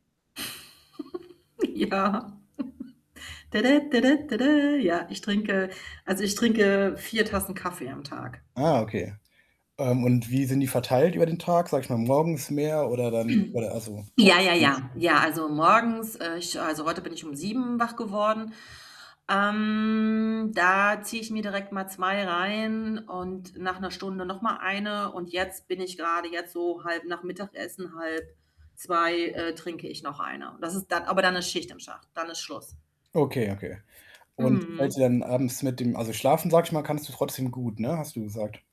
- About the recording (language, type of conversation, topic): German, advice, Was kann mir helfen, abends besser abzuschalten und zur Ruhe zu kommen?
- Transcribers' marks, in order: mechanical hum; chuckle; laughing while speaking: "Ja"; chuckle; put-on voice: "Tede, tede, tede"; other background noise; static; throat clearing; distorted speech; unintelligible speech; drawn out: "Ähm"; background speech